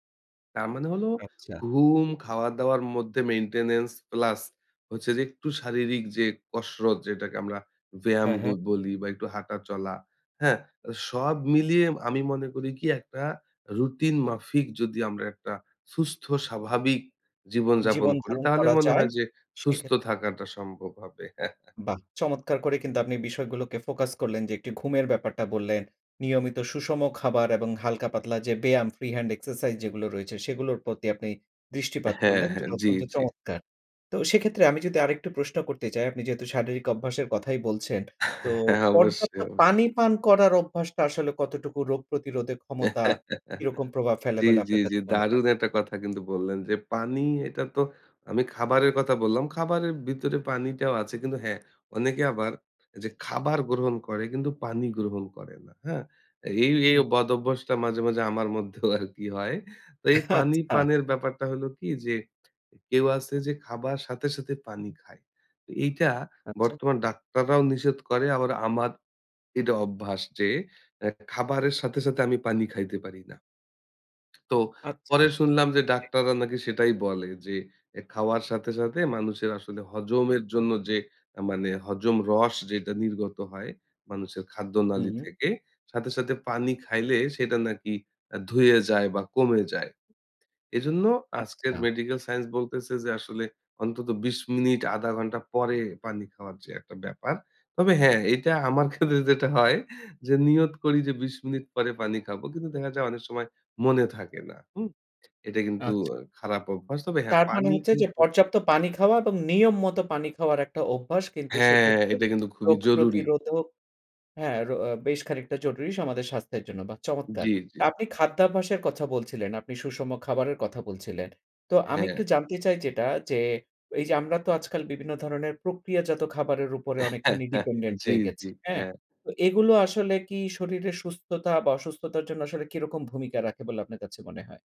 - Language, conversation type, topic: Bengali, podcast, প্রতিদিনের কোন কোন ছোট অভ্যাস আরোগ্যকে ত্বরান্বিত করে?
- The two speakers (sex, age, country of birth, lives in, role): male, 30-34, Bangladesh, Bangladesh, guest; male, 35-39, Bangladesh, Finland, host
- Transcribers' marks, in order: in English: "মেইনটেন্যান্স"; "সুস্থ" said as "ছুস্থ"; chuckle; tapping; in English: "ফ্রি হ্যান্ড এক্সারসাইজ"; laughing while speaking: "হ্যাঁ, অবশ্যই। অবশ্যই"; laugh; laughing while speaking: "আমার মধ্যেও আরকি হয়"; chuckle; laughing while speaking: "আমার ক্ষেত্রে যেটা হয়"; "আমাদের" said as "সামাদের"; laugh; in English: "ডিপেন্ডেন্ট"